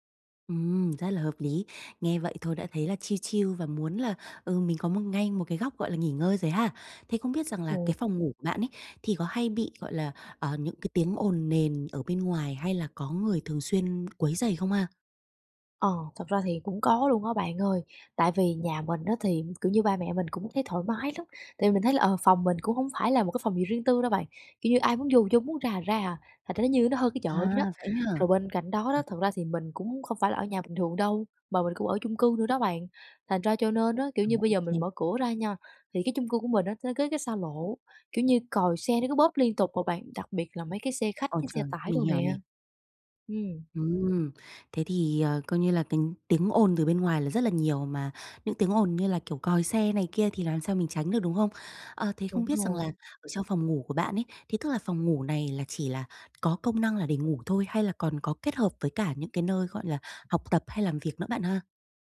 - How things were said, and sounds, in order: in English: "chill chill"; tapping; other background noise
- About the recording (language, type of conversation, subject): Vietnamese, advice, Làm thế nào để biến nhà thành nơi thư giãn?